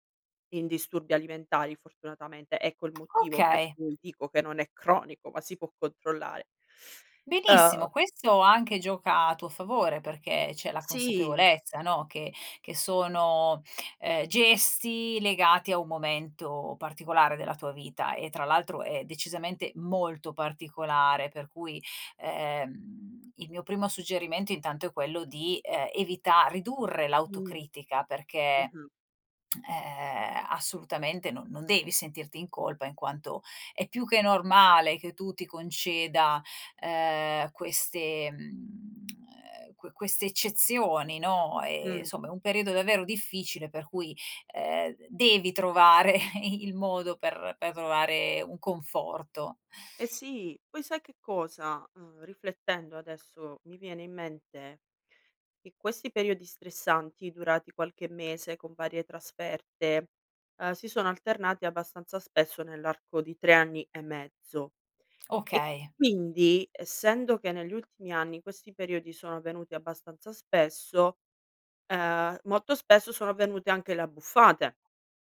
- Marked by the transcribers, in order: tapping; stressed: "molto"; lip smack; tongue click; laughing while speaking: "trovare"
- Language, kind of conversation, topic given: Italian, advice, Come posso gestire il senso di colpa dopo un’abbuffata occasionale?